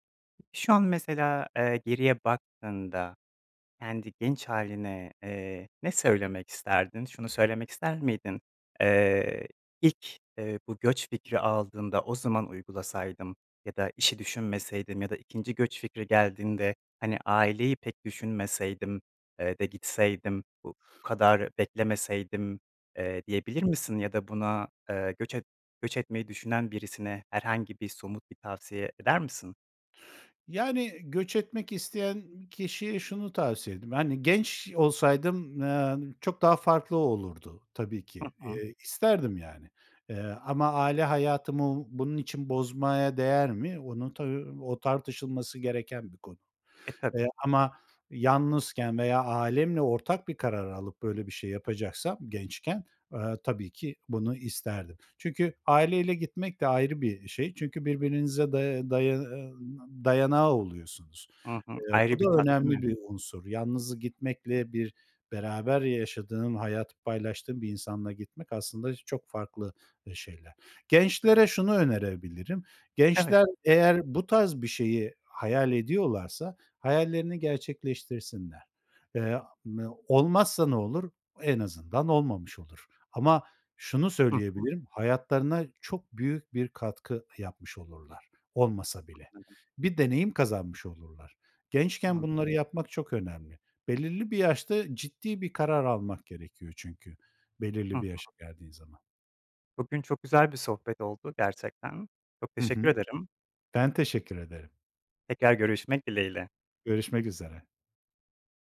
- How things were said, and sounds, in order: other background noise; other noise
- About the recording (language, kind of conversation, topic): Turkish, podcast, Göç deneyimi yaşadıysan, bu süreç seni nasıl değiştirdi?